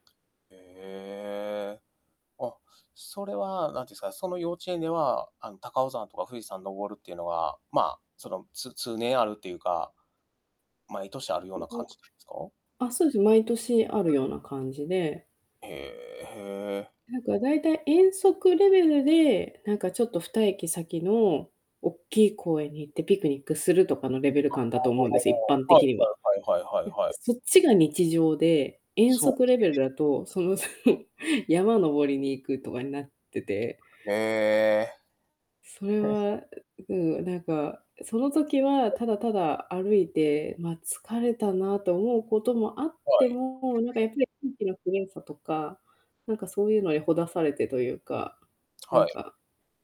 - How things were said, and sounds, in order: distorted speech; unintelligible speech; unintelligible speech; laugh; background speech
- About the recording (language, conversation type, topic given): Japanese, podcast, 子どもの頃に体験した自然の中で、特に印象に残っている出来事は何ですか？